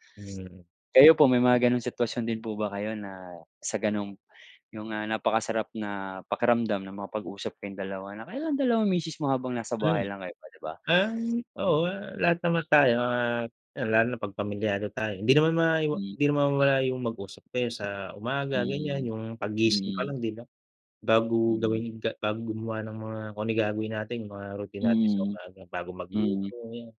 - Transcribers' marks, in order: other background noise
- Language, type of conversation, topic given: Filipino, unstructured, Ano ang ginagawa mo tuwing umaga para magising nang maayos?